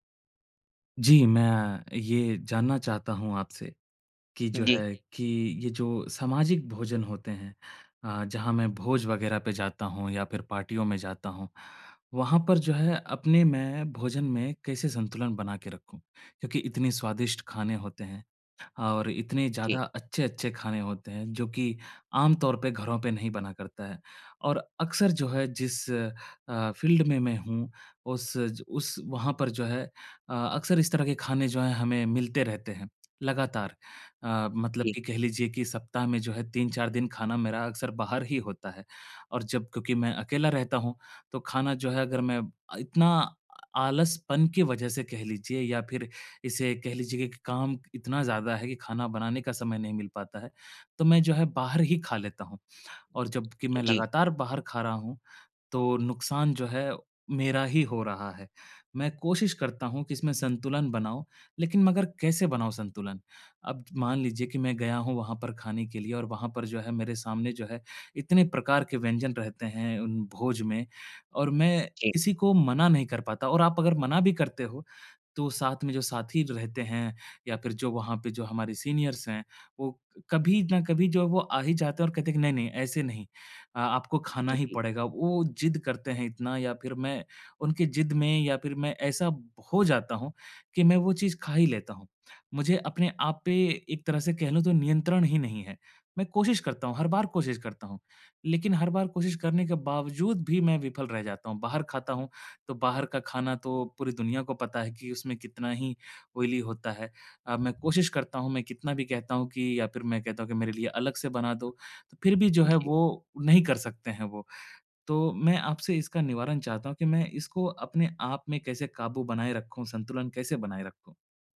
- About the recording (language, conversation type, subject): Hindi, advice, सामाजिक भोजन के दौरान मैं संतुलन कैसे बनाए रखूँ और स्वस्थ कैसे रहूँ?
- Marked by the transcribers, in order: in English: "फ़ील्ड"; in English: "सीनियर्स"; in English: "ऑयली"; tapping